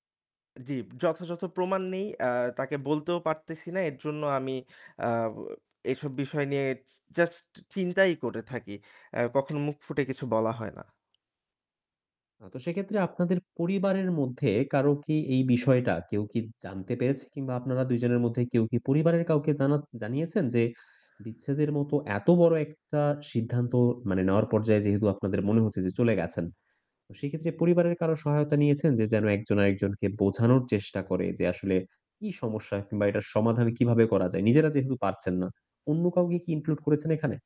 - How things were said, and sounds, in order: distorted speech
- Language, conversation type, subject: Bengali, advice, বিবাহ টিকিয়ে রাখবেন নাকি বিচ্ছেদের পথে যাবেন—এ নিয়ে আপনার বিভ্রান্তি ও অনিশ্চয়তা কী?